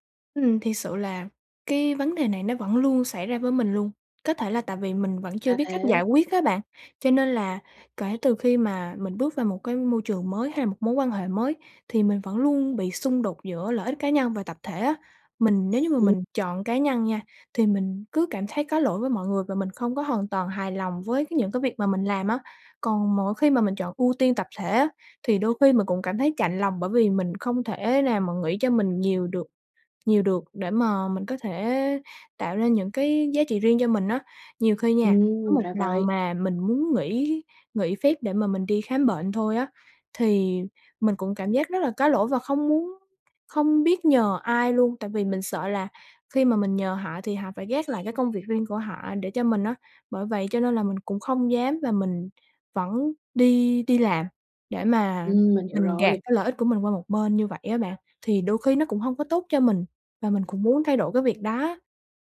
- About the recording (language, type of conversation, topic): Vietnamese, advice, Làm thế nào để cân bằng lợi ích cá nhân và lợi ích tập thể ở nơi làm việc?
- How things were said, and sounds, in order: other background noise; tapping; horn